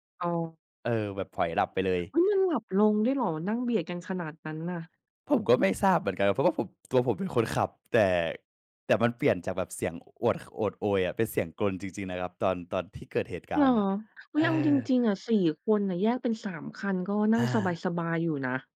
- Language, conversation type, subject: Thai, podcast, เล่าเกี่ยวกับประสบการณ์แคมป์ปิ้งที่ประทับใจหน่อย?
- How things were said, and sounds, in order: none